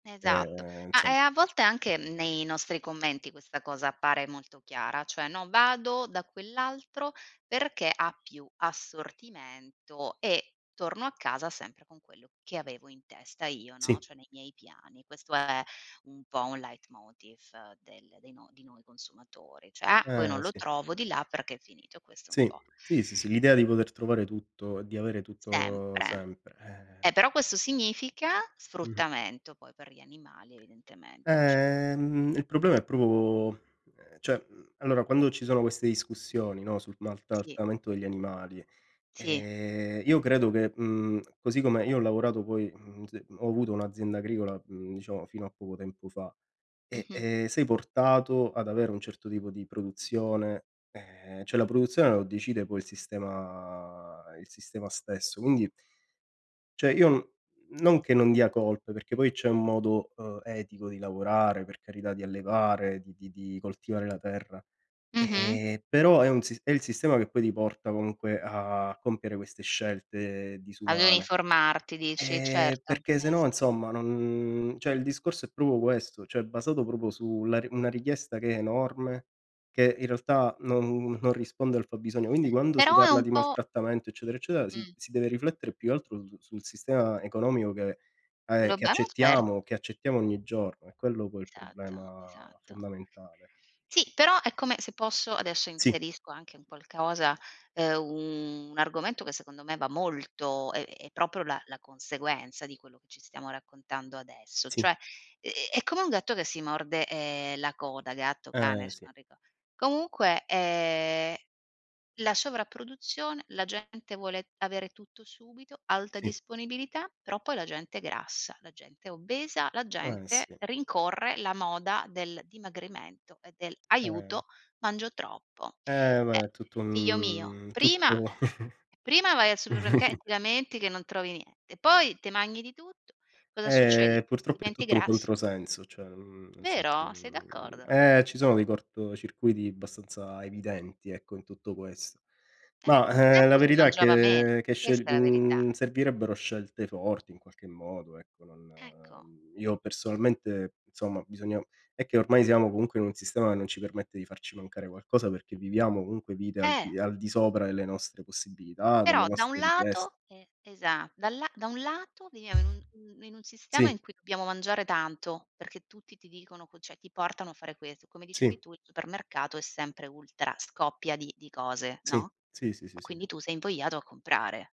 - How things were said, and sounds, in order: other background noise; tapping; "Cioè" said as "ceh"; other noise; "proprio" said as "propo"; "cioè" said as "ceh"; "cioè" said as "ceh"; drawn out: "sistema"; "cioè" said as "ceh"; drawn out: "non"; "cioè" said as "ceh"; "Cioè" said as "ceh"; "proprio" said as "propo"; unintelligible speech; drawn out: "un"; drawn out: "ehm"; drawn out: "un"; laughing while speaking: "u"; chuckle; "cioè" said as "ceh"; "cioè" said as "ceh"
- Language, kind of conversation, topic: Italian, unstructured, Che cosa ti fa arrabbiare quando senti storie di crudeltà sugli animali?
- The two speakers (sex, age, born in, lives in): female, 35-39, Italy, Italy; male, 30-34, Italy, Italy